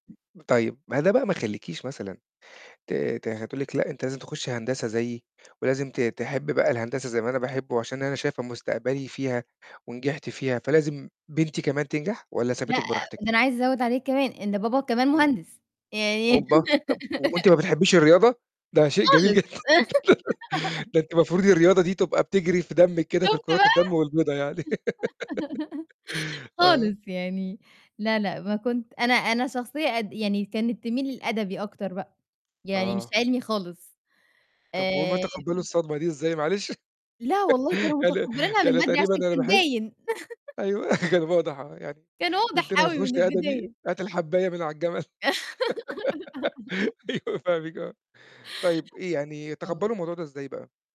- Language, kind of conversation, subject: Arabic, podcast, إيه دور العيلة في رحلتك التعليمية؟
- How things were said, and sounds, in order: tapping; laugh; laughing while speaking: "جدًا"; laugh; laughing while speaking: "شُفت بقى"; laugh; laugh; static; laugh; laughing while speaking: "أيوه"; chuckle; laugh; laughing while speaking: "أيوه، فاهمك، آه"